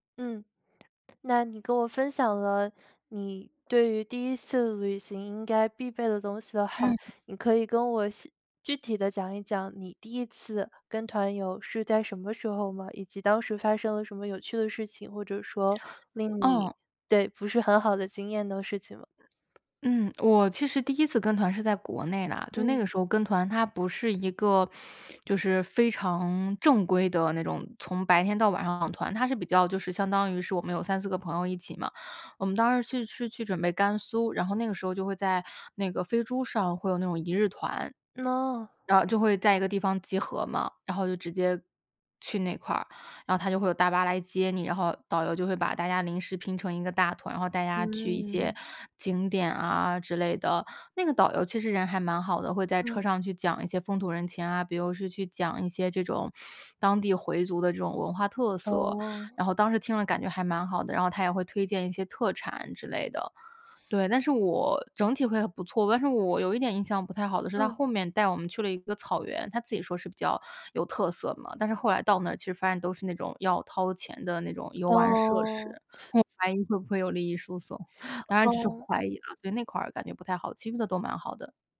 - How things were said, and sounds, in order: tapping; chuckle
- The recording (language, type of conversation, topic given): Chinese, podcast, 你更倾向于背包游还是跟团游，为什么？